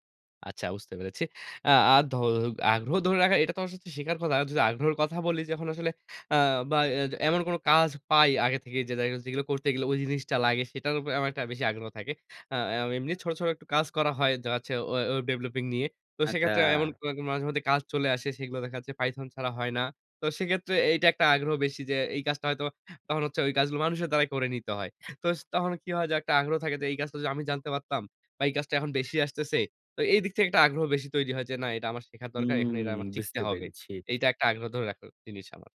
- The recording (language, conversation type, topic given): Bengali, podcast, নতুন কিছু শেখা শুরু করার ধাপগুলো কীভাবে ঠিক করেন?
- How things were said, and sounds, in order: in English: "python"